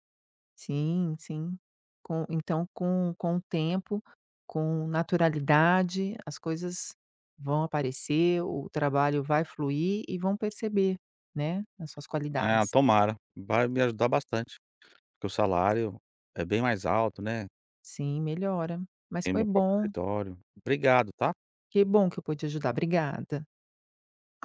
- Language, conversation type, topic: Portuguese, advice, Como pedir uma promoção ao seu gestor após resultados consistentes?
- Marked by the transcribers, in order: tapping